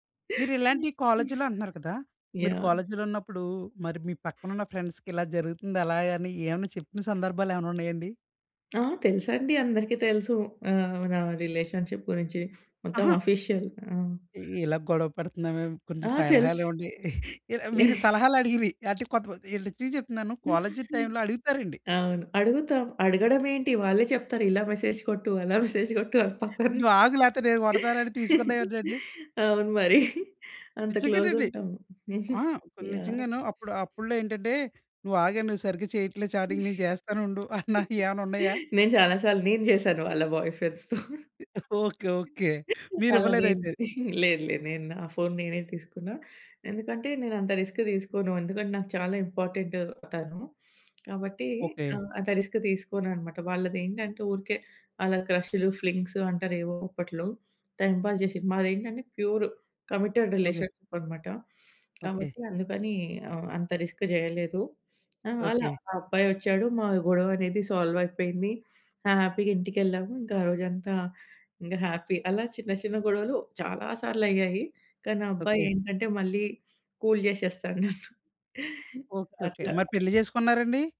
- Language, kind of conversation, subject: Telugu, podcast, సందేశాల్లో గొడవ వచ్చినప్పుడు మీరు ఫోన్‌లో మాట్లాడాలనుకుంటారా, ఎందుకు?
- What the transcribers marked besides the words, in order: chuckle; in English: "ఫ్రెండ్స్‌కి"; other background noise; in English: "రిలేషన్‌షిప్"; in English: "ఆఫీషియల్"; chuckle; in English: "టైమ్‌లో"; in English: "మెసేజ్"; in English: "డ్వాగ్"; laughing while speaking: "అలా మెసేజ్ కొట్టు అని పక్కన నుంచి. అవును మరి. అంత క్లోజ్ ఉంటాము"; in English: "మెసేజ్"; in English: "క్లోజ్"; in English: "చాటింగ్"; laughing while speaking: "నేను చాలా సార్లు నేను చేశాను వాళ్ళ బాయ్‌ఫ్రెండ్స్‌తో"; chuckle; in English: "బాయ్‌ఫ్రెండ్స్‌తో"; laughing while speaking: "ఓకే. ఓకే"; chuckle; in English: "రిస్క్"; in English: "ఇంపార్టెంట్"; in English: "రిస్క్"; in English: "ఫ్లింగ్స్"; in English: "టైమ్ పాస్"; in English: "ప్యూర్ కమిటెడ్ రిలేషన్‌షిప్"; in English: "రిస్క్"; in English: "సాల్వ్"; in English: "హ్యాపీగా"; in English: "హ్యాపీ"; in English: "కూల్"; chuckle